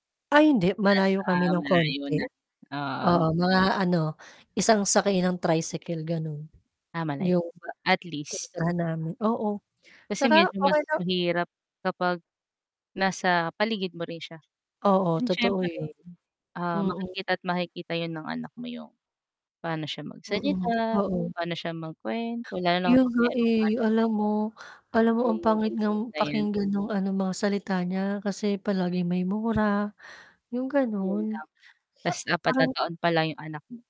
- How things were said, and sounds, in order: distorted speech; in English: "tricycle"; mechanical hum; static; drawn out: "magsalita, kung pano siya magkuwento"; tapping; sad: "Yun nga eh, alam mo … mura yung ganun"; unintelligible speech
- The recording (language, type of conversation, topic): Filipino, unstructured, Ano ang ginagawa mo kapag may taong gustong siraan ka?